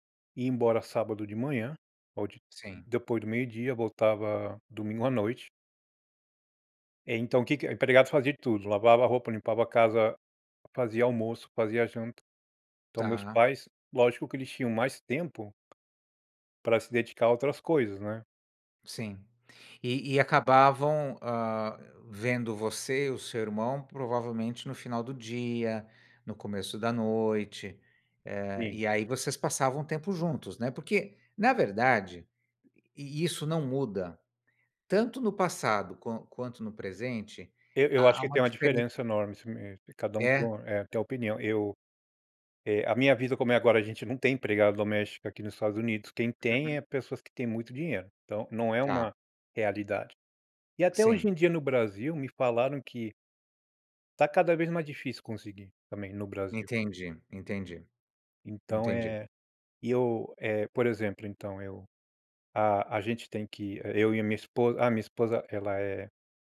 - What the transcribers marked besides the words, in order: tapping
- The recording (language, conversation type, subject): Portuguese, podcast, Como seus pais conciliavam o trabalho com o tempo que passavam com você?